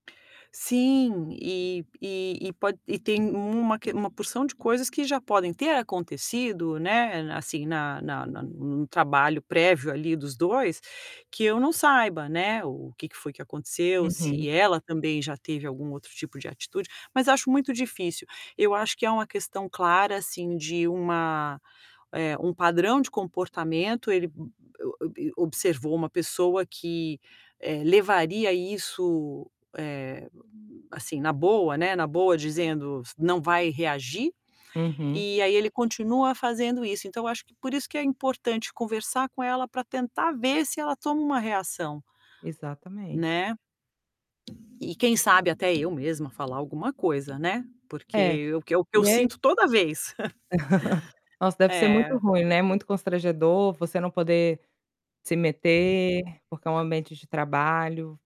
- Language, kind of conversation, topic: Portuguese, advice, Como você se sentiu quando o seu chefe fez um comentário duro na frente dos colegas?
- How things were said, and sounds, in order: other background noise; tapping; chuckle